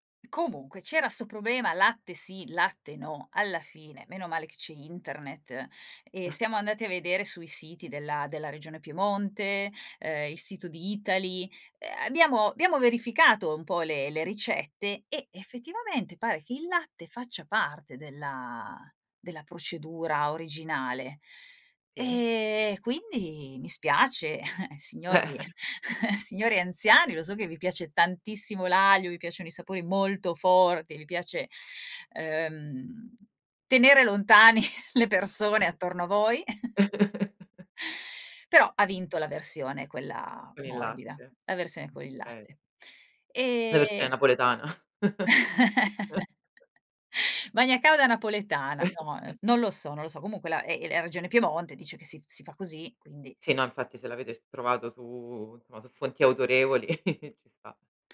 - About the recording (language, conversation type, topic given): Italian, podcast, Qual è un’esperienza culinaria condivisa che ti ha colpito?
- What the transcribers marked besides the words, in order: chuckle; chuckle; laughing while speaking: "Signori"; tapping; chuckle; other background noise; chuckle; chuckle